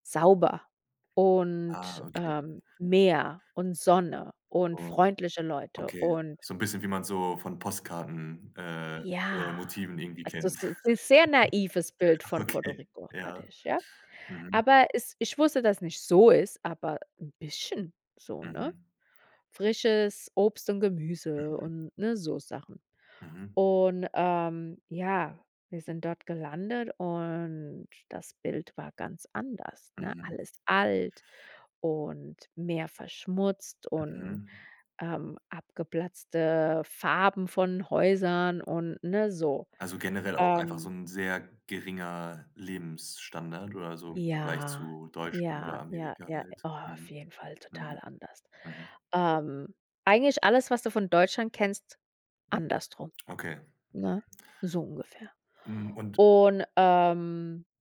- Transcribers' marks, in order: drawn out: "und"; chuckle; laughing while speaking: "okay"; stressed: "so"; drawn out: "und"; other background noise; "andersrum" said as "anderstrum"
- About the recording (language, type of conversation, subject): German, podcast, Welche Begegnung hat deine Sicht auf ein Land verändert?